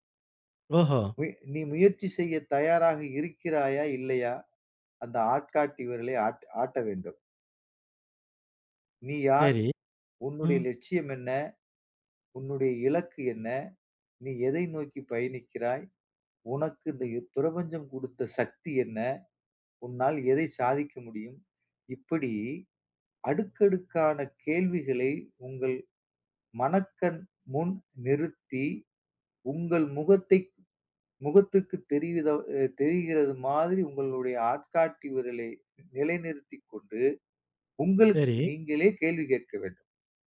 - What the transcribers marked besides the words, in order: none
- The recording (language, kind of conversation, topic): Tamil, podcast, தோல்வியால் மனநிலையை எப்படி பராமரிக்கலாம்?